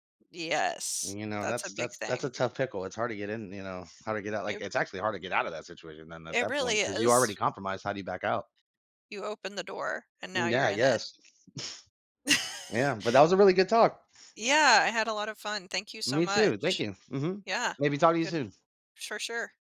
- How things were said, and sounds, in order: snort; laugh; other background noise
- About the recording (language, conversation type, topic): English, unstructured, How do you know when it’s time to compromise?
- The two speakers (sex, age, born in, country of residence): female, 45-49, United States, United States; male, 35-39, Dominican Republic, United States